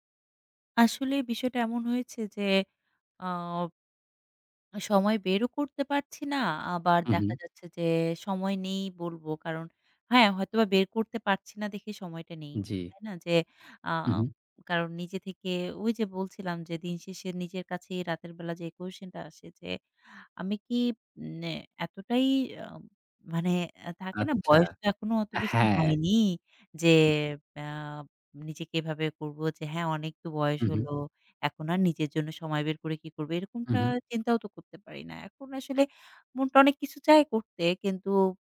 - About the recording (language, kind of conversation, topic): Bengali, advice, পরিবার ও নিজের সময়ের মধ্যে ভারসাম্য রাখতে আপনার কষ্ট হয় কেন?
- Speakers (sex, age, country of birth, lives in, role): female, 25-29, Bangladesh, Bangladesh, user; male, 35-39, Bangladesh, Bangladesh, advisor
- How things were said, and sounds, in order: tapping; other background noise